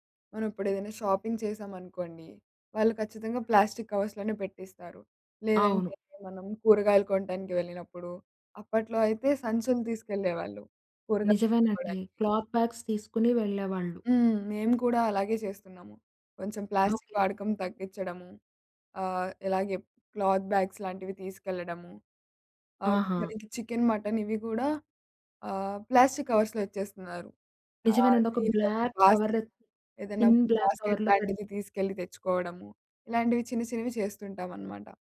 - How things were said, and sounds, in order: in English: "షాపింగ్"; in English: "ప్లాస్టిక్ కవర్స్‌లోనే"; in English: "క్లాత్ బ్యాగ్స్"; in English: "ప్లాస్టిక్"; in English: "క్లాత్ బ్యాగ్స్"; in English: "ప్లాస్టిక్ కవర్స్‌లో"; in English: "బాస్కెట్"; in English: "బ్లాక్ కవర్, థిన్ బ్లాక్ కవర్‌లో"; in English: "బాస్కెట్"; other background noise
- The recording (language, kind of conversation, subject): Telugu, podcast, మీ రోజువారీ జీవితంలో పర్యావరణానికి సహాయం చేయడానికి మీరు ఏమేం చేస్తారు?